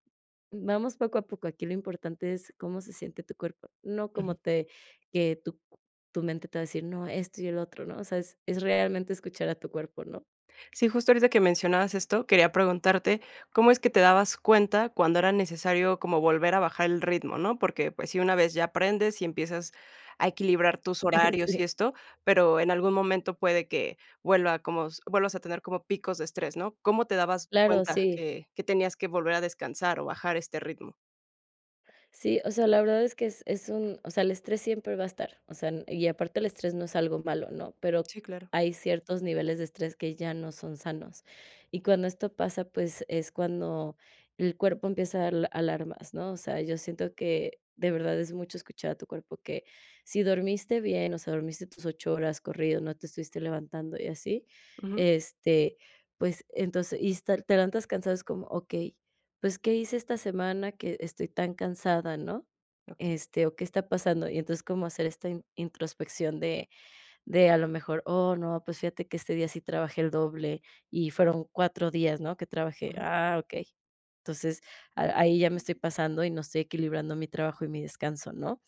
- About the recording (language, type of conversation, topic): Spanish, podcast, ¿Cómo equilibras el trabajo y el descanso durante tu recuperación?
- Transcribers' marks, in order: laugh; inhale; "Okey" said as "Oke"